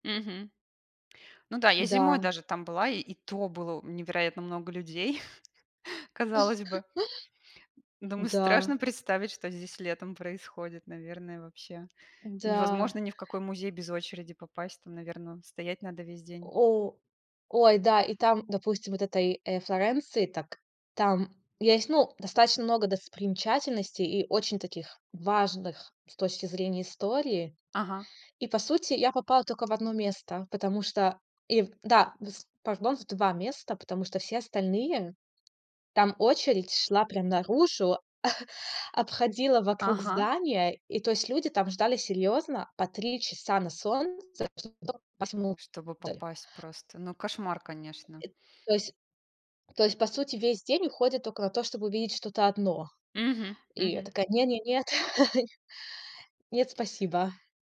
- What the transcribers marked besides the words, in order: chuckle; laugh; chuckle; chuckle
- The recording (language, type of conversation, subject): Russian, unstructured, Что вас больше всего раздражает в туристах?